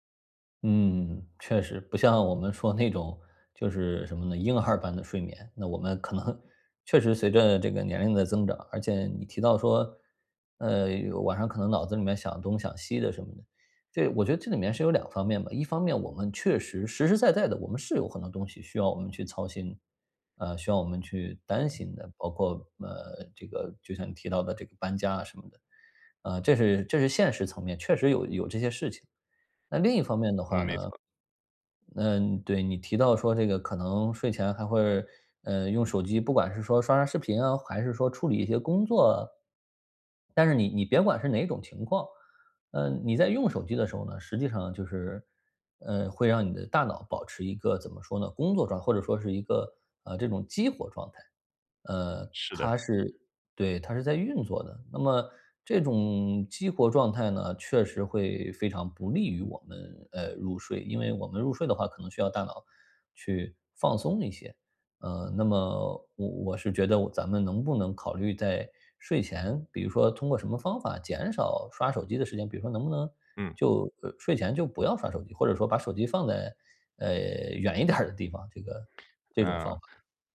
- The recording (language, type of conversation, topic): Chinese, advice, 如何建立睡前放松流程来缓解夜间焦虑并更容易入睡？
- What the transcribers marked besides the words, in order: tapping; laughing while speaking: "婴儿"; laughing while speaking: "可能"; laughing while speaking: "点儿"